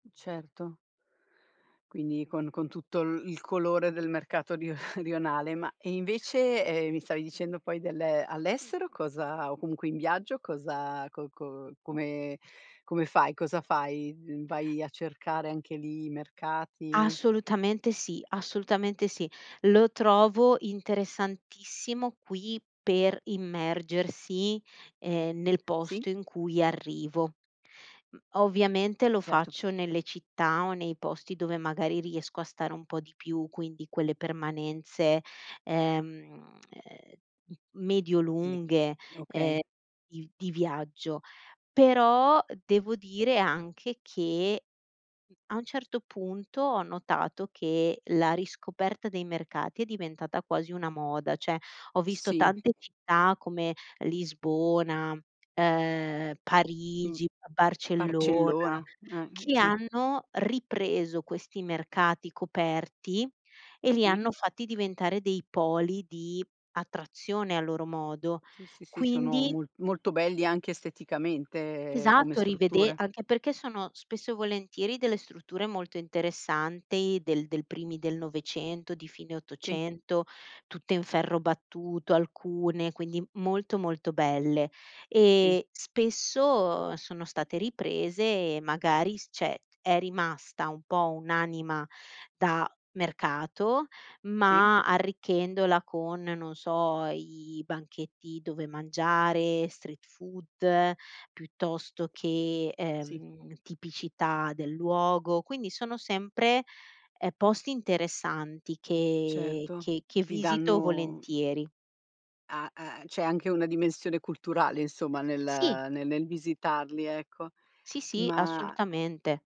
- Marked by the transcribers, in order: chuckle; other background noise; tapping; unintelligible speech; "Cioè" said as "ceh"; "cioè" said as "ceh"
- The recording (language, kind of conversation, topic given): Italian, podcast, Che cosa ti dà più gioia quando scopri un mercato locale?